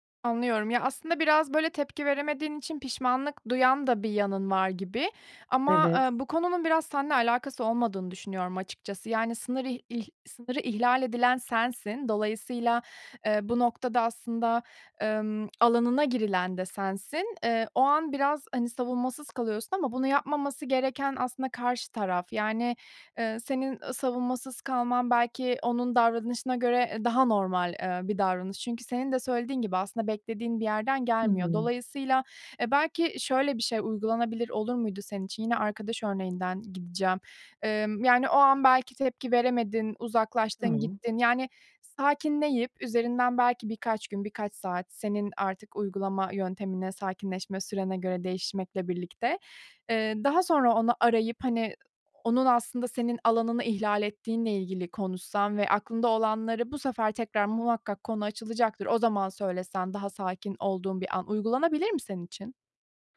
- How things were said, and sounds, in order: tapping; other background noise
- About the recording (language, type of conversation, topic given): Turkish, advice, Ailemde tekrar eden çatışmalarda duygusal tepki vermek yerine nasıl daha sakin kalıp çözüm odaklı davranabilirim?
- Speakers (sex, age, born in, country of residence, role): female, 30-34, Turkey, Germany, advisor; female, 35-39, Turkey, Italy, user